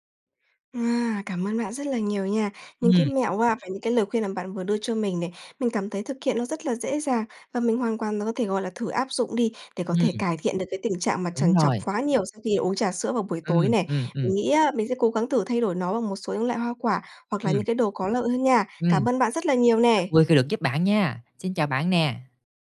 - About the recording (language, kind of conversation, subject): Vietnamese, advice, Vì sao tôi hay trằn trọc sau khi uống cà phê hoặc rượu vào buổi tối?
- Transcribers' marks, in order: other background noise